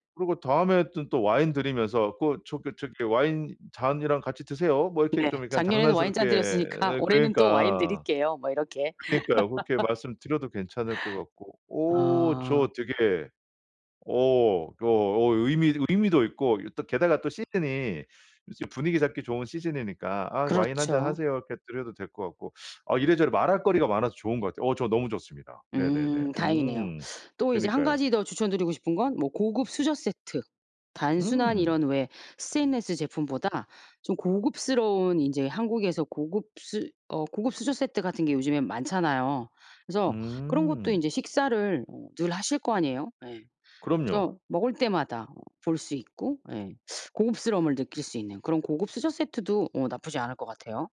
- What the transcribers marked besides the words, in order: laughing while speaking: "드렸으니까 올해는 또 와인 드릴게요. 뭐 이렇게"; laugh
- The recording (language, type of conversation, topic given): Korean, advice, 선물 고르는 게 너무 부담스러운데 어떻게 하면 좋을까요?